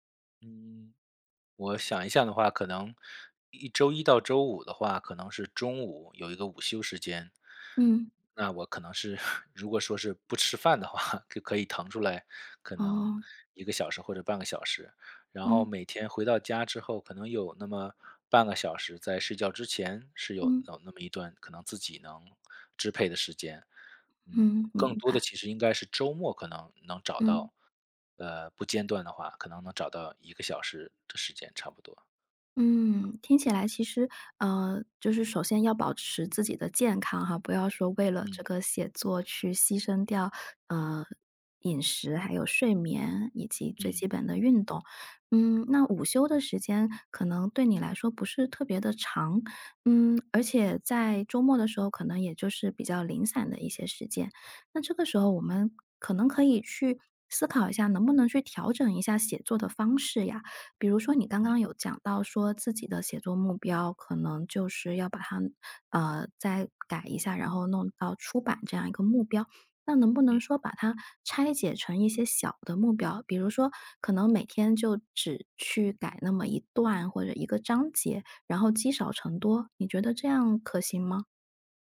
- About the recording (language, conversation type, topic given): Chinese, advice, 为什么我的创作计划总是被拖延和打断？
- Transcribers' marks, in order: chuckle; laughing while speaking: "话"; tapping